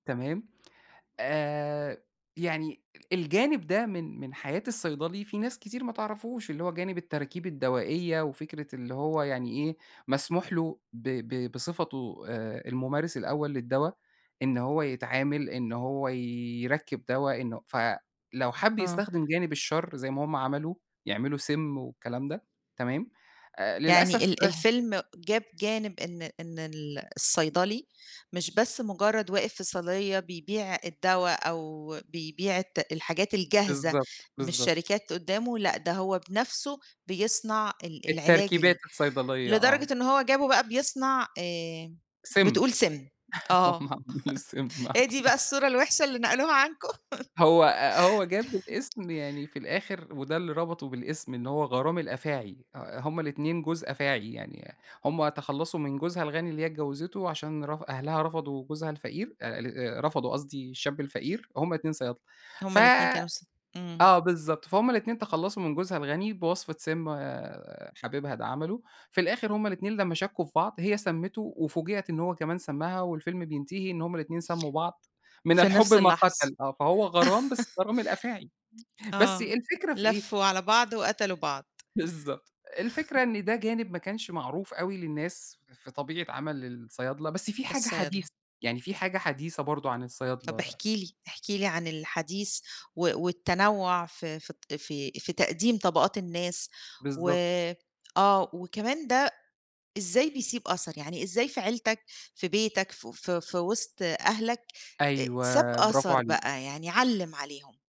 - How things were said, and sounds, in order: tapping; laughing while speaking: "هم عملوا السِمّ، آه"; laugh; laugh; laugh; chuckle
- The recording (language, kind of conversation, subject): Arabic, podcast, إيه أهمية إن الأفلام والمسلسلات تمثّل تنوّع الناس بشكل حقيقي؟